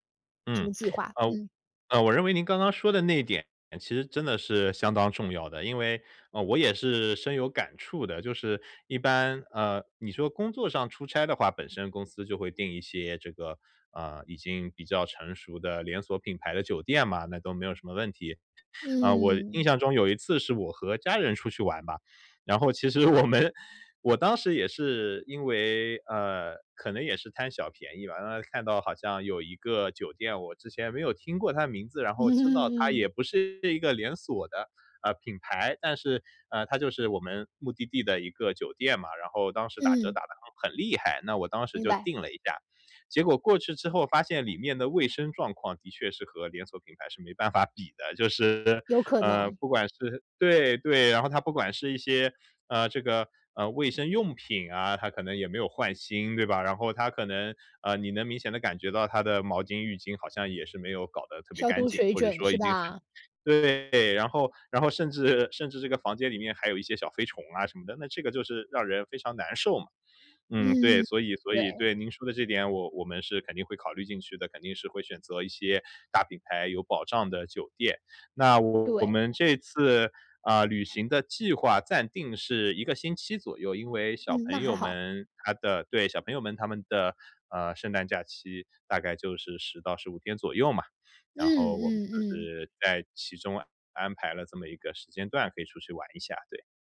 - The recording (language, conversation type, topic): Chinese, advice, 出国旅行时遇到语言和文化沟通困难，我该如何准备和应对？
- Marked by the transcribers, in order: laughing while speaking: "我们"; laughing while speaking: "嗯"